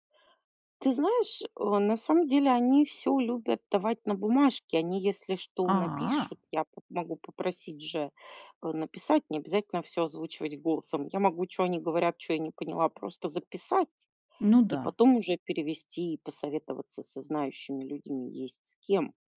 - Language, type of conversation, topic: Russian, advice, Как справиться со страхом перед предстоящим событием?
- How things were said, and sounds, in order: none